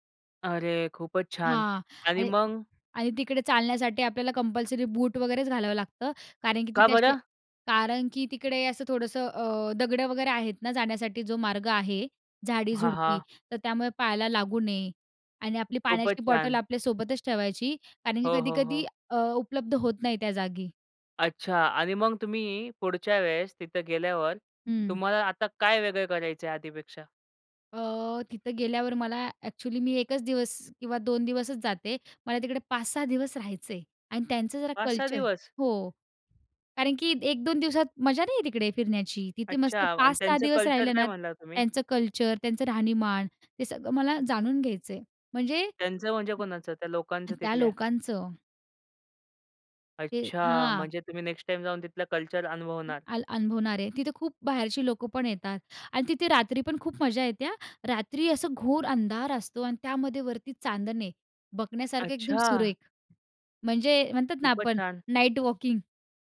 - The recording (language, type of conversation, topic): Marathi, podcast, तुमच्या आवडत्या निसर्गस्थळाबद्दल सांगू शकाल का?
- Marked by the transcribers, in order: tapping; other background noise; surprised: "का बरं?"; other noise; in English: "नाईट वॉकिंग"